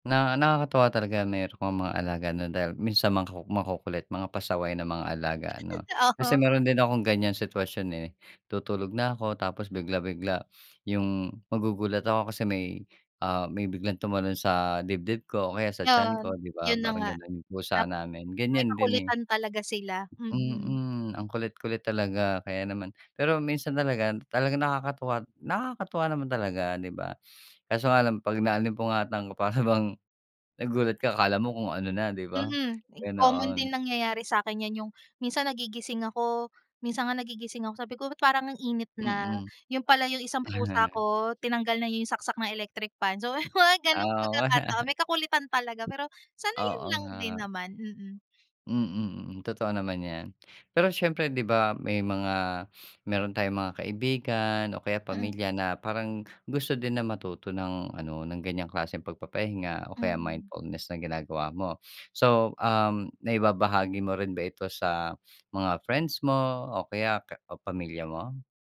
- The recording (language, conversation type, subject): Filipino, podcast, Anong uri ng paghinga o pagninilay ang ginagawa mo?
- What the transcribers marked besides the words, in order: laughing while speaking: "O ho"; laughing while speaking: "para bang"; tapping; chuckle; laughing while speaking: "So, 'yong mga ganong pagkakataon"; chuckle; in English: "mindfulness"